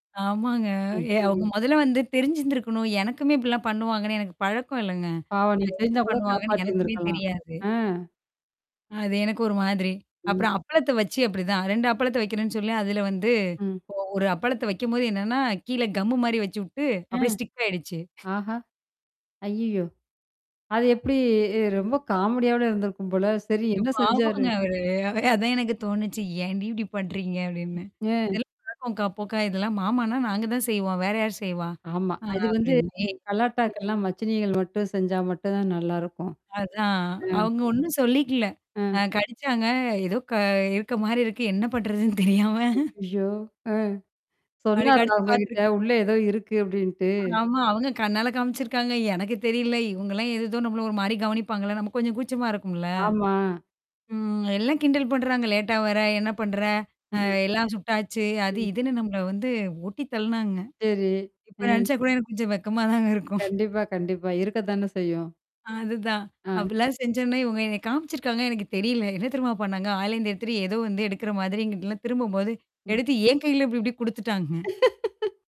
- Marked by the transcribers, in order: static; distorted speech; unintelligible speech; in English: "ஸ்டிக்"; tapping; other background noise; laughing while speaking: "ரொம்ப காமெடியாவுல இருந்திருக்கும் போல"; unintelligible speech; other noise; laughing while speaking: "பண்றதுன்னு தெரியாம"; chuckle; mechanical hum; laughing while speaking: "வெக்கமா தாங்க இருக்கும்"; laughing while speaking: "அதுதான். அப்பிடில்லாம் செஞ்சோன்னா, இவுங்க என்னைய காமிச்சிருக்காங்க, எனக்கு தெரியல"; unintelligible speech; laugh
- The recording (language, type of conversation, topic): Tamil, podcast, அம்மா நடத்தும் வீட்டுவிருந்துகளின் நினைவுகளைப் பற்றி பகிர முடியுமா?